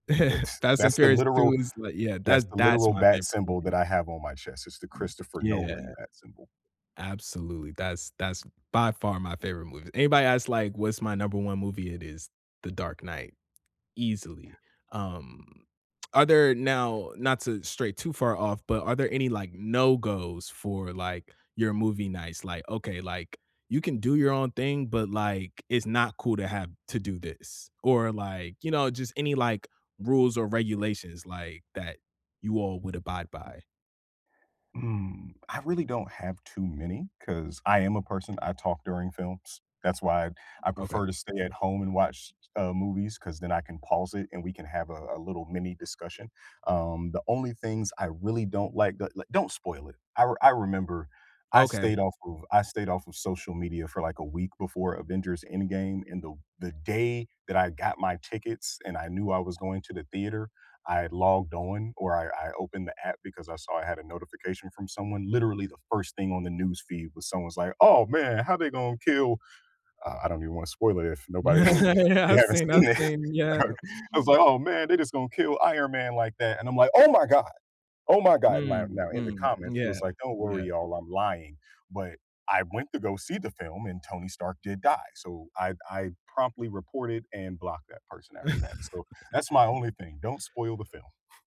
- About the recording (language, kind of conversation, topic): English, unstructured, How do you choose a movie for a group hangout when some people want action and others love rom-coms?
- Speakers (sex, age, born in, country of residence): male, 30-34, United States, United States; male, 35-39, United States, United States
- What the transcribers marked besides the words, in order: chuckle; other background noise; tapping; laugh; laughing while speaking: "Yeah, I've seen I've seen yeah"; laugh; unintelligible speech; chuckle; scoff